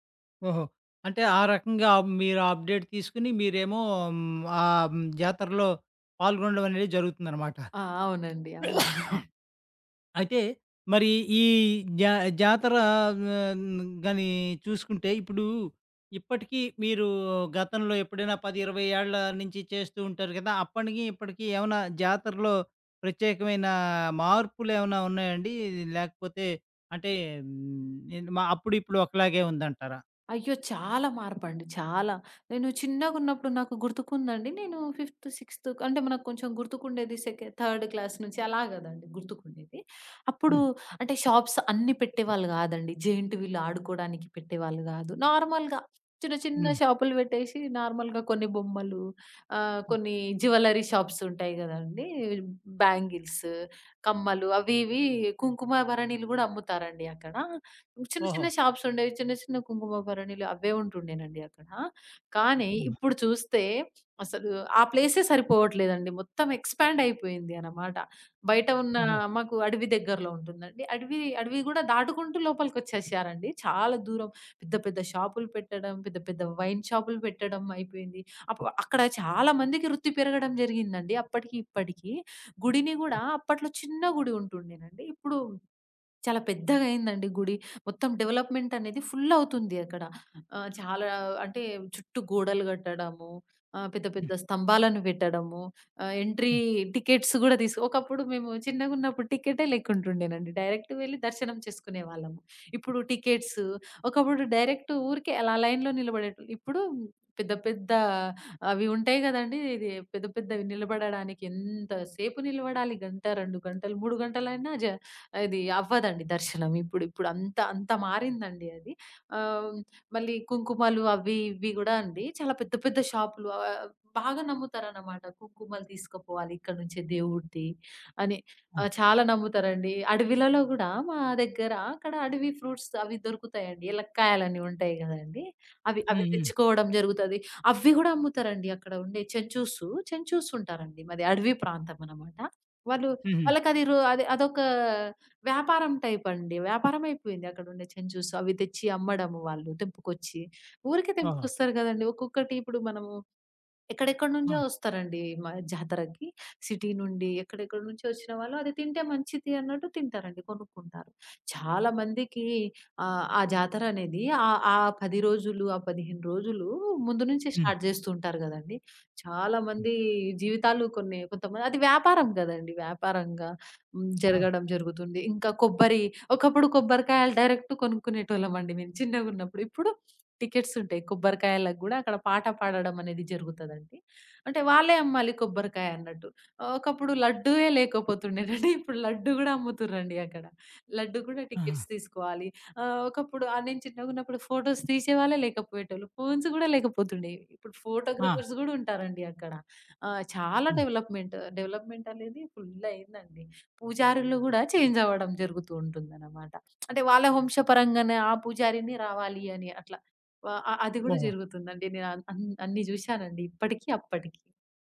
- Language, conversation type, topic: Telugu, podcast, మీ ఊర్లో జరిగే జాతరల్లో మీరు ఎప్పుడైనా పాల్గొన్న అనుభవం ఉందా?
- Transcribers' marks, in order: in English: "అప్‌డేట్"; tapping; sneeze; giggle; other background noise; in English: "ఫిఫ్త్, సిక్స్త్"; in English: "సెక థర్డ్ క్లాస్"; in English: "షాప్స్"; in English: "జయింట్ వీల్"; in English: "నార్మల్‌గా"; in English: "నార్మల్‌గా"; in English: "జ్యువెల్లరీ షాప్స్"; in English: "బ్యాంగిల్స్"; in English: "షాప్స్"; in English: "ఎక్స్‌పాండ్"; in English: "డెవలప్‌మెంట్"; in English: "ఫుల్"; in English: "ఎంట్రీ టికెట్స్"; in English: "డైరెక్ట్"; in English: "టికెట్స్"; in English: "డైరెక్ట్"; in English: "లైన్‌లో"; in English: "ఫ్రూట్స్"; in English: "చెంచూస్"; in English: "టైప్"; in English: "చెంచూస్"; in English: "సిటీ"; in English: "స్టార్ట్"; in English: "డైరెక్ట్"; in English: "టికెట్స్"; giggle; in English: "టికెట్స్"; in English: "ఫోటోస్"; in English: "ఫోన్స్"; in English: "ఫోటోగ్రాఫర్స్"; in English: "డెవలప్‌మెంట్. డెవలప్‌మెంట్"; in English: "చేంజ్"; lip smack